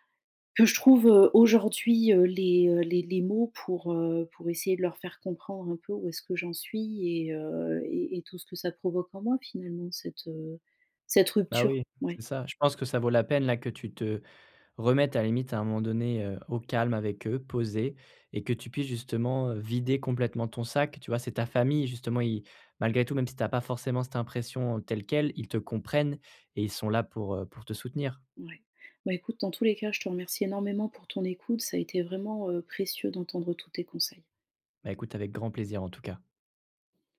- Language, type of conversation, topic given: French, advice, Comment communiquer mes besoins émotionnels à ma famille ?
- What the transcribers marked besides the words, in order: stressed: "rupture"; tapping